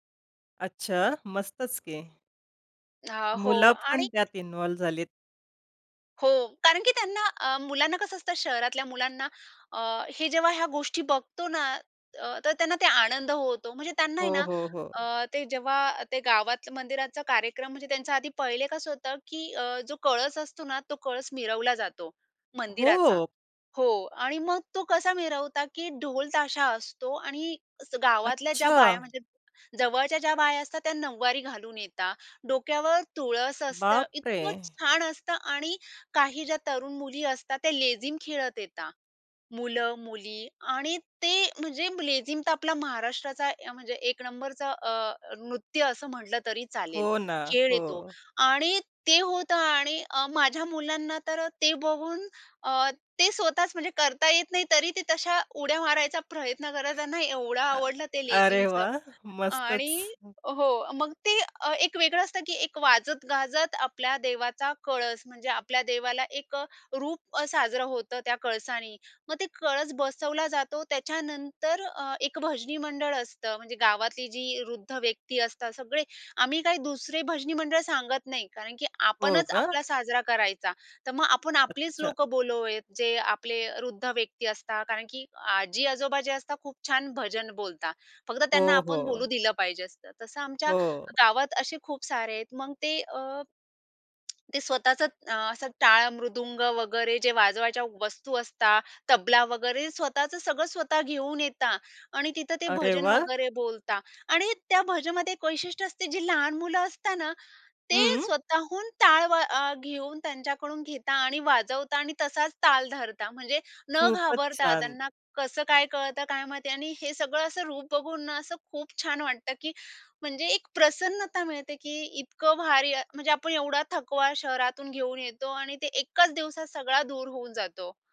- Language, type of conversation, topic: Marathi, podcast, तुमच्या घरात पिढ्यानपिढ्या चालत आलेली कोणती परंपरा आहे?
- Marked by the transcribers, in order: tapping; in English: "इनवॉल"; other background noise; "बोलवावावेत" said as "बोललेयत"; surprised: "अरे वाह!"